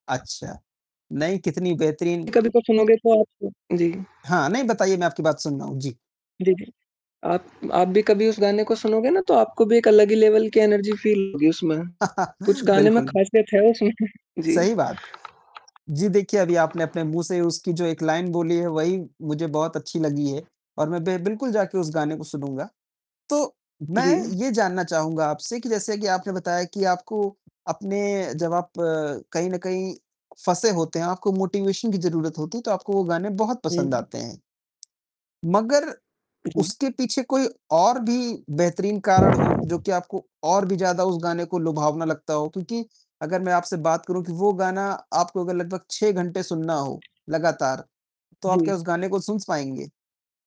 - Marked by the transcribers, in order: tapping; distorted speech; mechanical hum; in English: "लेवल"; in English: "एनर्जी फ़ील"; chuckle; laughing while speaking: "उसमें"; in English: "लाइन"; static; in English: "मोटिवेशन"; wind
- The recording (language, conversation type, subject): Hindi, unstructured, आपको कौन सा गाना सबसे ज़्यादा खुश करता है?